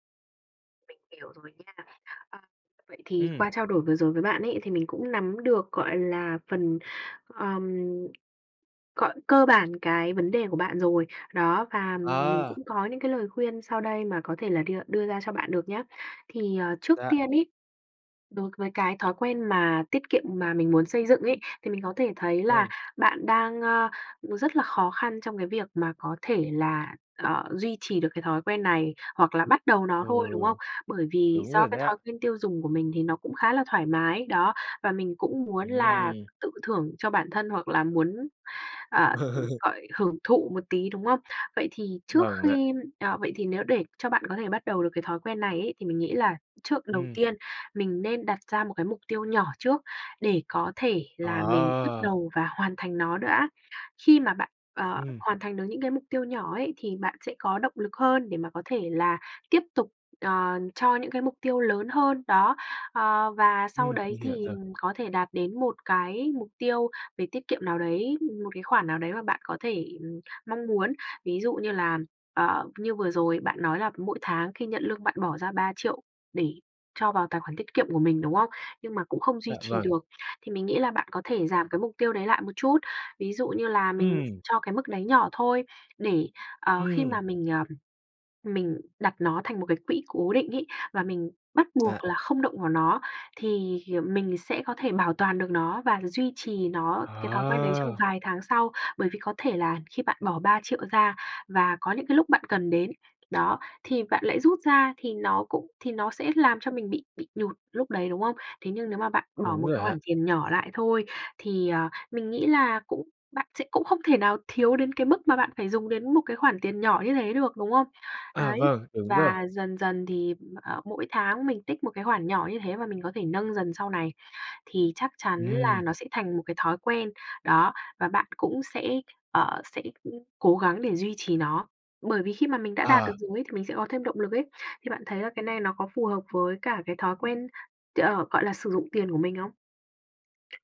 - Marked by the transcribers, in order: other background noise; tapping; laugh
- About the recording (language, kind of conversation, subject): Vietnamese, advice, Làm thế nào để xây dựng thói quen tiết kiệm tiền hằng tháng?